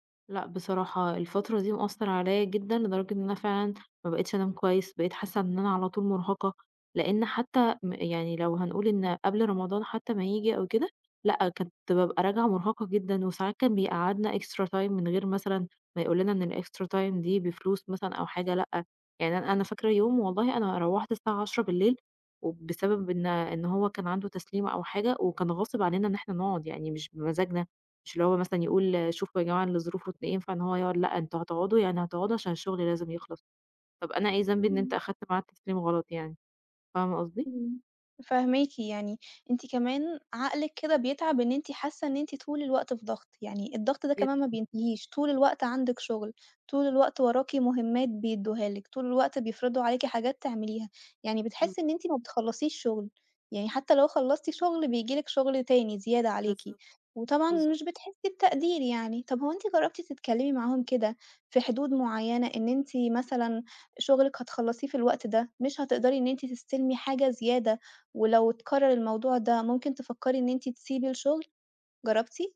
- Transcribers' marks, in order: in English: "إكسترا تايم"; in English: "الإكسترا تايم"
- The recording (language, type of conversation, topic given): Arabic, advice, إزاي أتعامل مع ضغط الإدارة والزمايل المستمر اللي مسببلي إرهاق نفسي؟